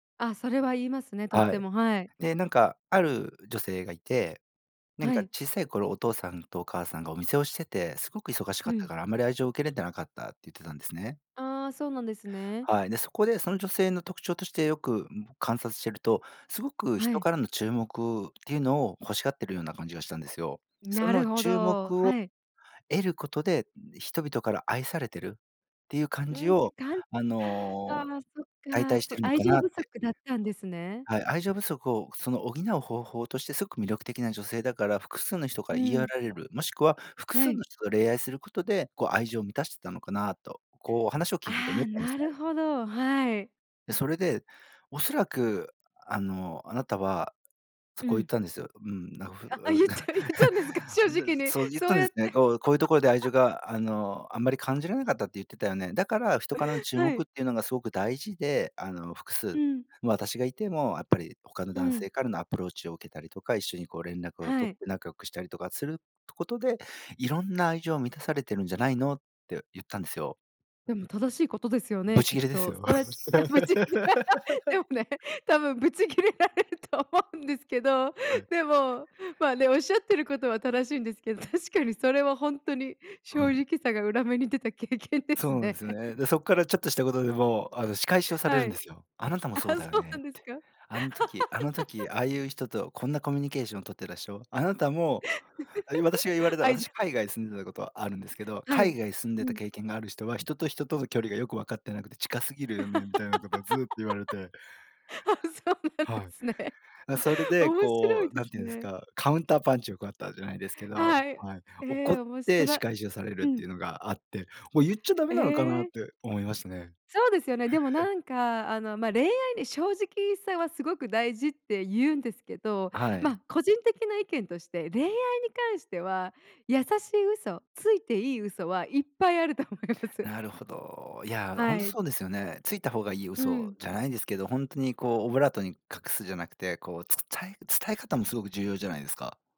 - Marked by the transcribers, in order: tapping; other background noise; laughing while speaking: "あ あ、ゆっちゃ ゆったんですか、正直に、そうやって"; chuckle; laugh; laughing while speaking: "あ、ぶち切れ でもね、多分 … うんですけど"; laugh; laughing while speaking: "確かに"; laughing while speaking: "経験ですね"; laugh; laughing while speaking: "あ、そうなんですか？"; laugh; laugh; laugh; laughing while speaking: "あ、そうなんですね"; chuckle; laughing while speaking: "思います"
- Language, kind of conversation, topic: Japanese, podcast, 正直に話したことで、かえって損をした経験はありますか？